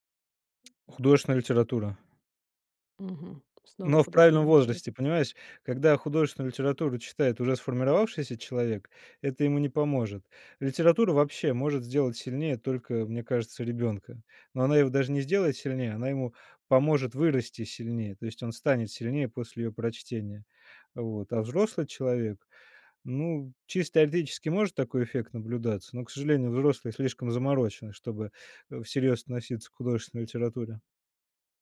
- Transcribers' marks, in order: tapping
- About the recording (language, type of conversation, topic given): Russian, podcast, Как книги влияют на наше восприятие жизни?